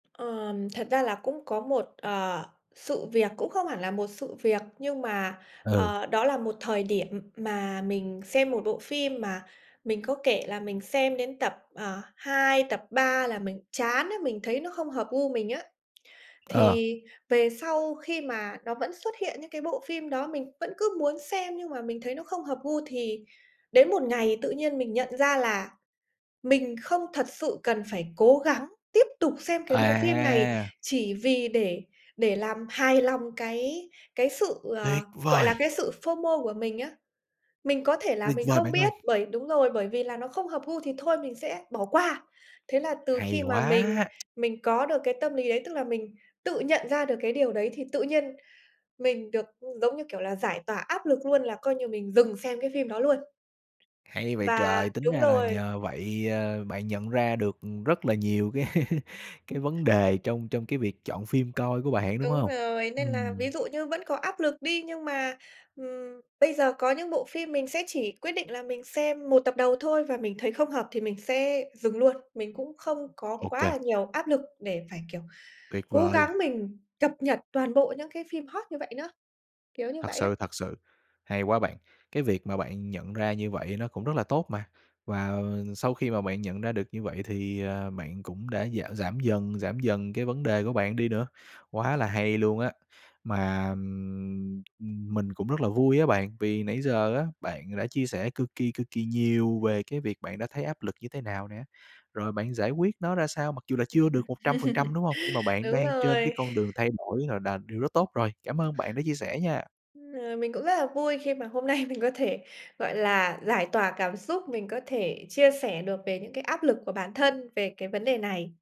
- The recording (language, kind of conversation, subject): Vietnamese, podcast, Bạn có cảm thấy áp lực phải theo kịp các bộ phim dài tập đang “hot” không?
- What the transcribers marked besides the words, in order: tapping; in English: "FO-MO"; lip smack; laughing while speaking: "cái"; chuckle; chuckle; laughing while speaking: "hôm nay"